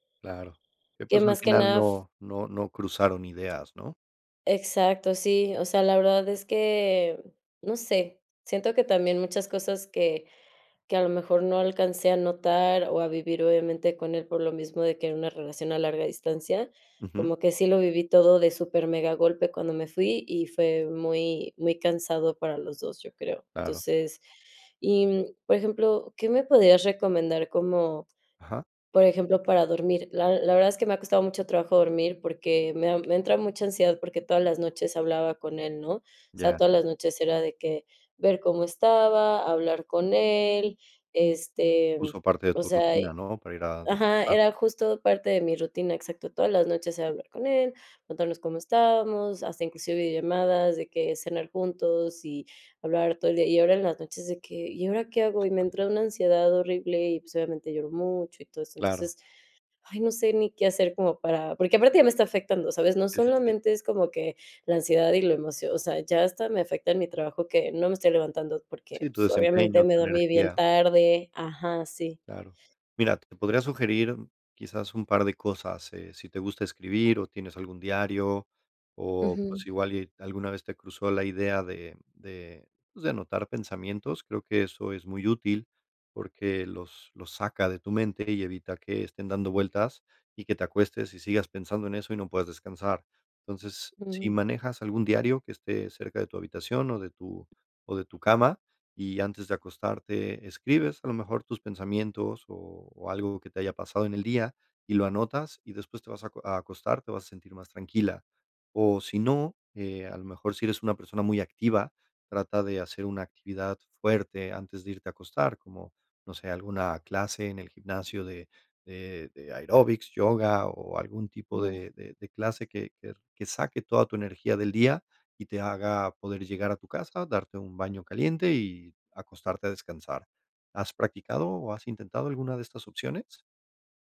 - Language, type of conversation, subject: Spanish, advice, ¿Cómo puedo recuperarme emocionalmente después de una ruptura reciente?
- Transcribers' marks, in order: unintelligible speech; other background noise; tapping